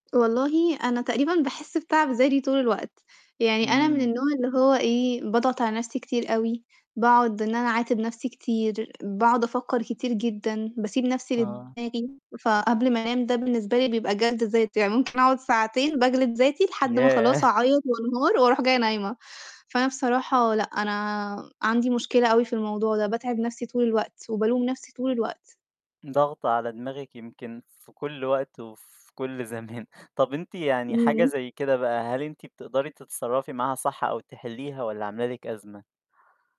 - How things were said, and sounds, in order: "ذاتي" said as "ذادي"; distorted speech; tapping; laughing while speaking: "ياه!"; laughing while speaking: "زمان"
- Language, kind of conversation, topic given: Arabic, podcast, لما بتحس بتعب ذهني، بتعمل إيه؟